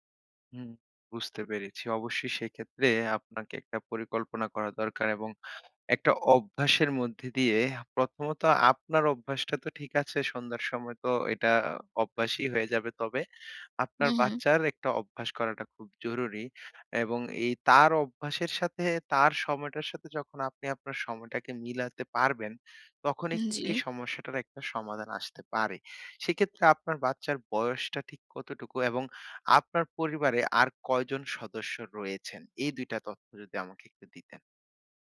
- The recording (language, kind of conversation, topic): Bengali, advice, সন্ধ্যায় কীভাবে আমি শান্ত ও নিয়মিত রুটিন গড়ে তুলতে পারি?
- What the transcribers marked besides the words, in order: none